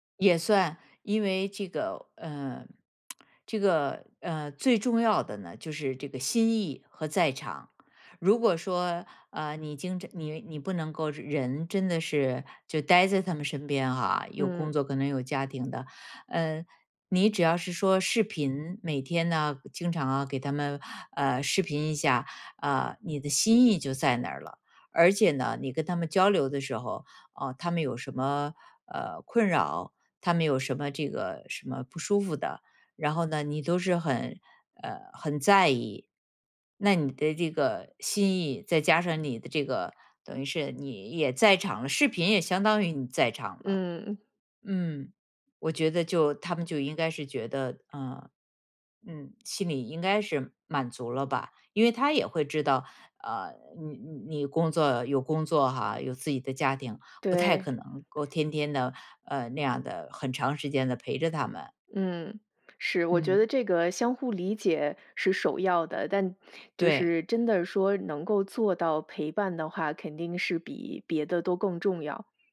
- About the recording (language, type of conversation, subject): Chinese, podcast, 你觉得陪伴比礼物更重要吗？
- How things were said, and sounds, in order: other background noise; "经常" said as "经着"; tapping